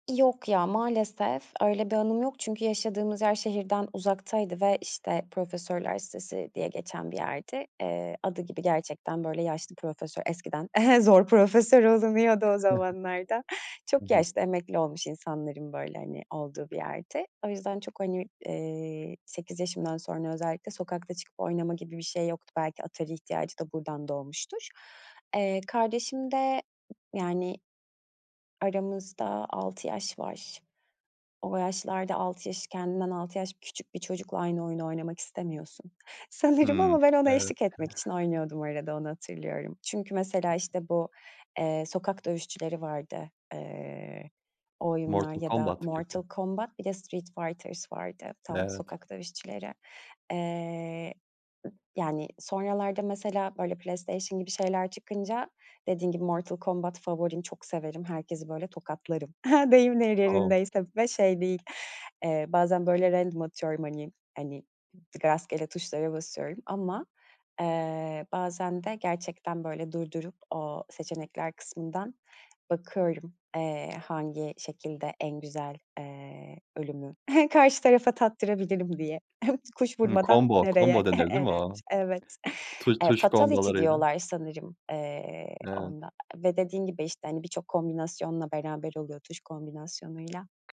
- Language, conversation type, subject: Turkish, podcast, Çocukken en çok sevdiğin oyuncak ya da oyun konsolu hangisiydi ve onunla ilgili neler hatırlıyorsun?
- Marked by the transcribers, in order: other background noise; chuckle; laughing while speaking: "zor profesör olunuyordu o zamanlarda"; chuckle; chuckle; in English: "random"; chuckle; chuckle; in English: "combo combo"; unintelligible speech; in English: "Fatality"; in English: "combo'larıyla"